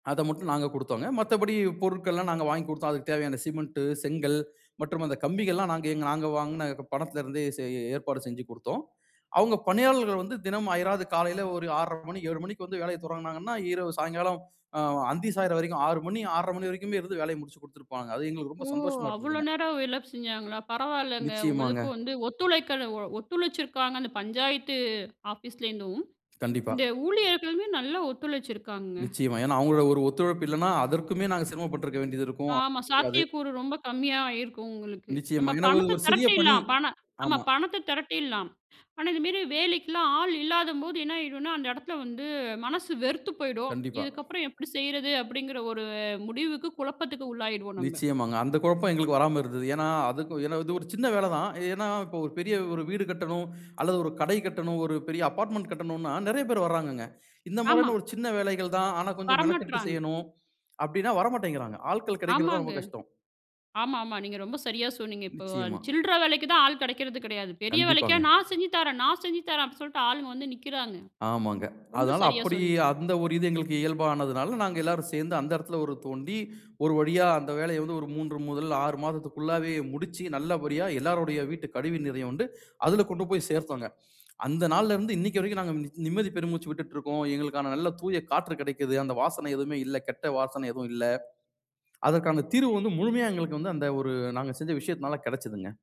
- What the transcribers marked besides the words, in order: unintelligible speech
- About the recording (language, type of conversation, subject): Tamil, podcast, மக்கள் சேர்ந்து தீர்வு கண்ட ஒரு பிரச்சனை பற்றி கூற முடியுமா?